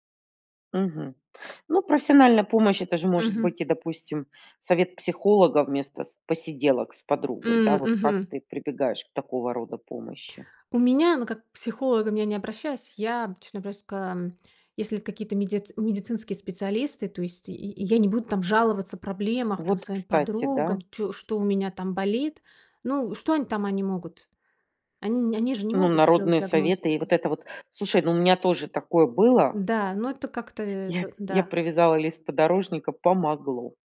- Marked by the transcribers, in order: other noise; tapping
- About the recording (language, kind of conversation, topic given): Russian, podcast, Как понять, когда следует попросить о помощи?